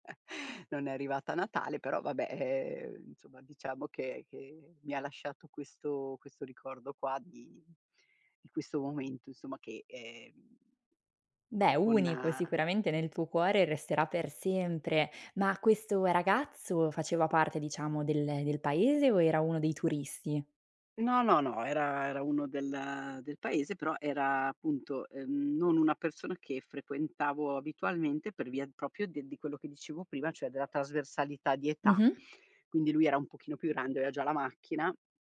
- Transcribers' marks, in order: chuckle; "proprio" said as "propio"
- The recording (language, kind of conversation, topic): Italian, podcast, Quale canzone ti fa tornare sempre con la mente a un’estate del passato?